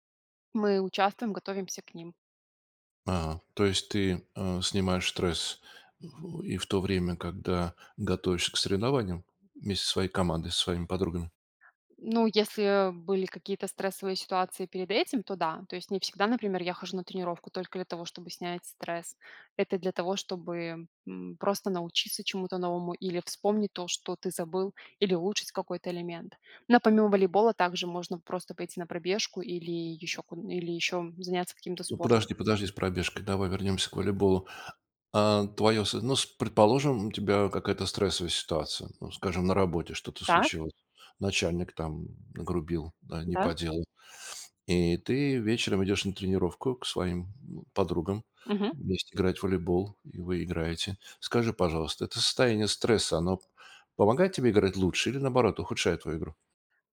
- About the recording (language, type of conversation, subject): Russian, podcast, Как вы справляетесь со стрессом в повседневной жизни?
- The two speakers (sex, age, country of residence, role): female, 30-34, Italy, guest; male, 65-69, Estonia, host
- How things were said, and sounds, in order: tapping